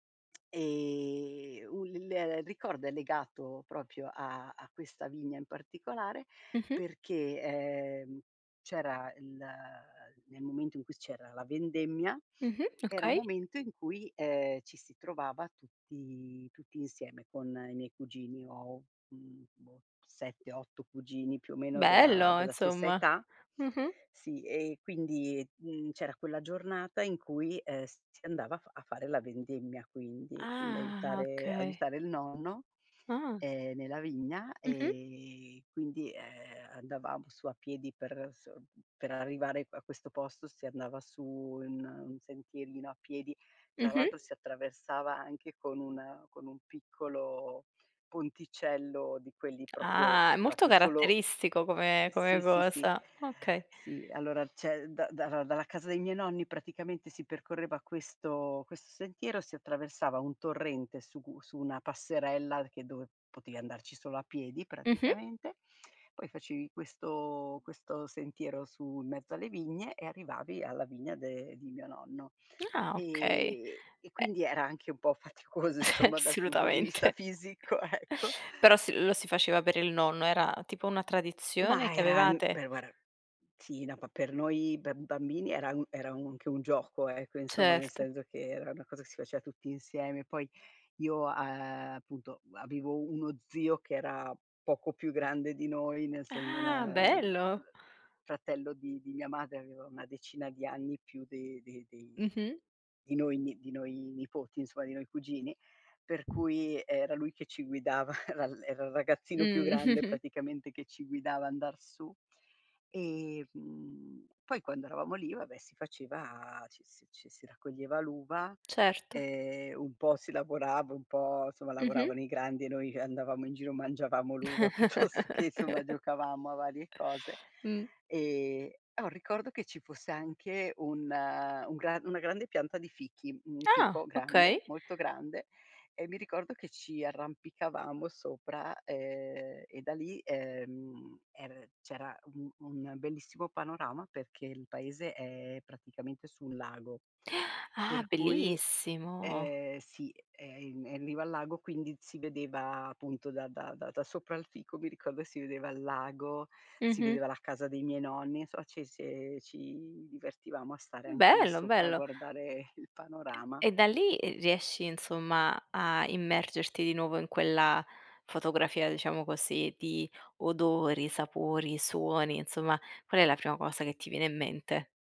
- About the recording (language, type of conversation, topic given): Italian, podcast, Qual è il ricordo d'infanzia che più ti emoziona?
- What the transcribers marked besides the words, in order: other background noise; drawn out: "Ah"; tapping; drawn out: "E"; "cioè" said as "ceh"; laughing while speaking: "faticoso"; laughing while speaking: "Eh, solutamente"; "assolutamente" said as "solutamente"; laughing while speaking: "vista fisico, ecco"; "guarda" said as "guara"; chuckle; snort; chuckle; laughing while speaking: "piuttosto che"; gasp; chuckle